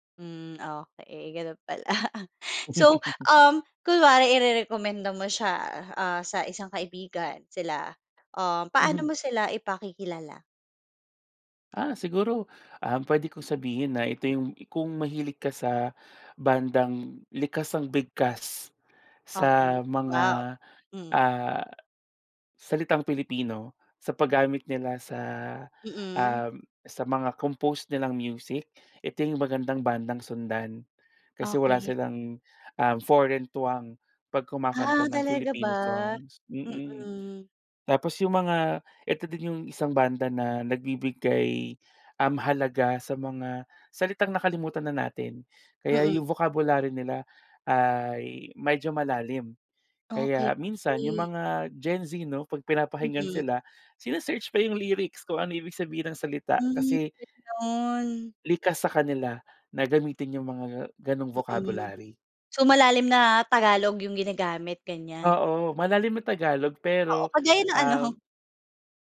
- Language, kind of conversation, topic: Filipino, podcast, Ano ang paborito mong lokal na mang-aawit o banda sa ngayon, at bakit mo sila gusto?
- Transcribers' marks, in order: laugh; other background noise; fan